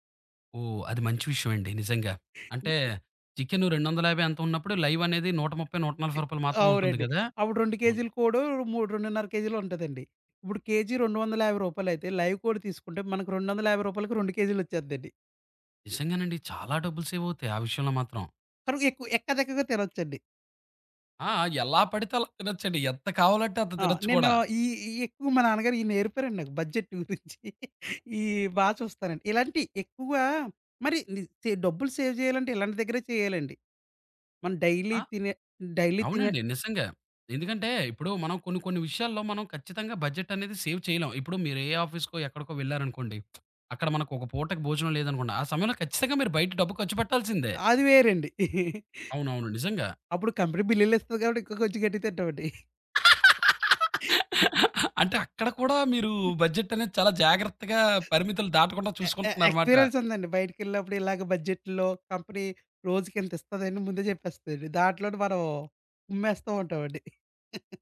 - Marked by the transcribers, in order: other background noise; in English: "లైవ్"; in English: "లైవ్"; in English: "సేవ్"; laughing while speaking: "బడ్జెట్ గురించి"; in English: "బడ్జెట్"; in English: "సేవ్"; in English: "డెయిలీ"; in English: "డెయిలీ"; in English: "బడ్జెట్"; in English: "సేవ్"; in English: "ఆఫీస్‍కో"; lip smack; chuckle; in English: "కంపెనీ"; tapping; laugh; in English: "బడ్జెట్"; chuckle; in English: "ఎక్స్పీరియన్స్"; in English: "బడ్జెట్‍లో కంపెనీ"; chuckle
- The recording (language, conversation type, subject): Telugu, podcast, బడ్జెట్ పరిమితి ఉన్నప్పుడు స్టైల్‌ను ఎలా కొనసాగించాలి?